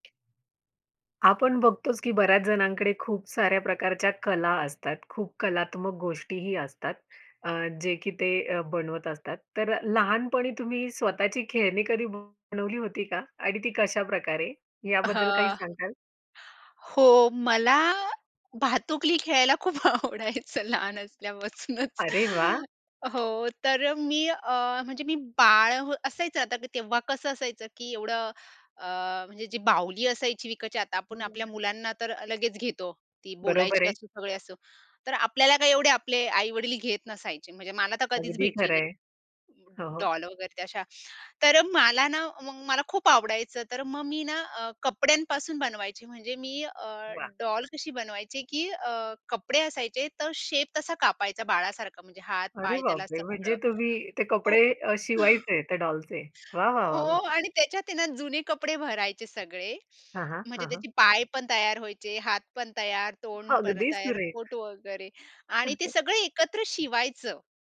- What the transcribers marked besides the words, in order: tapping; other background noise; unintelligible speech; laughing while speaking: "आवडायचं लहान असल्यापासूनच"; other noise; chuckle; chuckle
- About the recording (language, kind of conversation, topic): Marathi, podcast, लहानपणी तुम्ही स्वतःची खेळणी बनवली होती का?